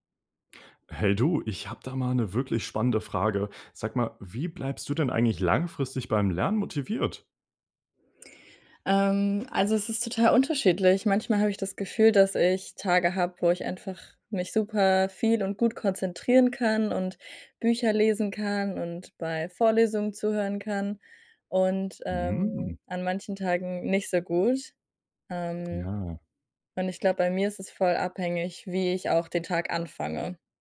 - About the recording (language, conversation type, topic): German, podcast, Wie bleibst du langfristig beim Lernen motiviert?
- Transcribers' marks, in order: other background noise